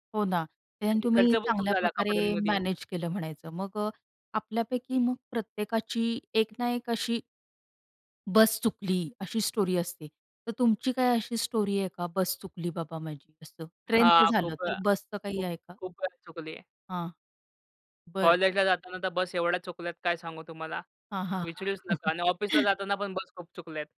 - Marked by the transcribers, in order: other background noise; in English: "स्टोरी"; in English: "स्टोरी"; chuckle
- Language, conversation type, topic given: Marathi, podcast, कधी तुमची ट्रेन किंवा बस चुकली आहे का, आणि त्या वेळी तुम्ही काय केलं?